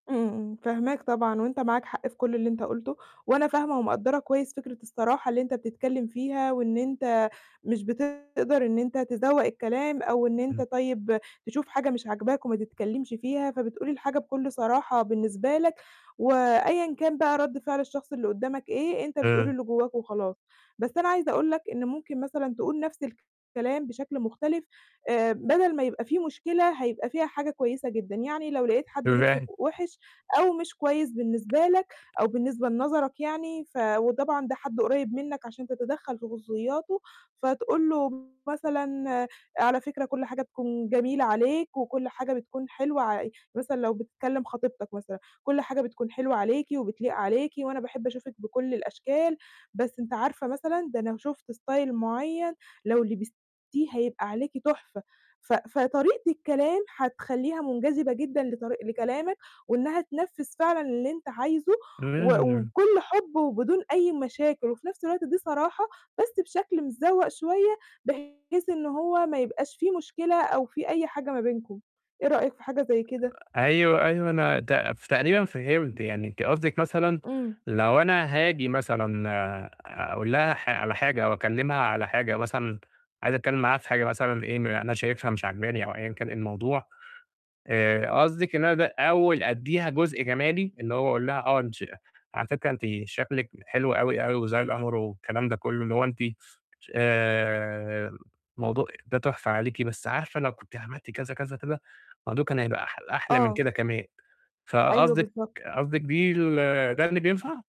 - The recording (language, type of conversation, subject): Arabic, advice, إزاي أعبّر بوضوح عن احتياجاتي من غير ما أضرّ علاقتي بالناس؟
- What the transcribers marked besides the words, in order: distorted speech; tapping; in English: "style"; unintelligible speech